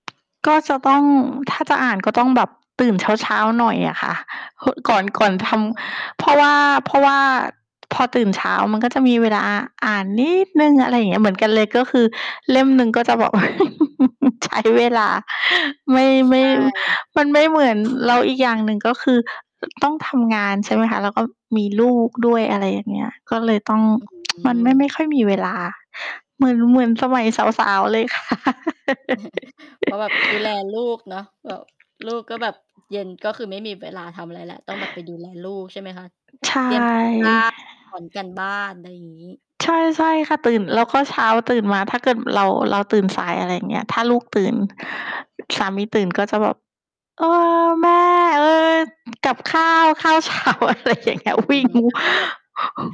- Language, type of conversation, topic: Thai, unstructured, คุณเลือกหนังสือมาอ่านในเวลาว่างอย่างไร?
- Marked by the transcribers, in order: tapping; distorted speech; stressed: "นิด"; giggle; laughing while speaking: "ใช้"; other background noise; tsk; chuckle; laughing while speaking: "ค่ะ"; laugh; background speech; laughing while speaking: "เช้า อะไรอย่างเงี้ย วิ่ง"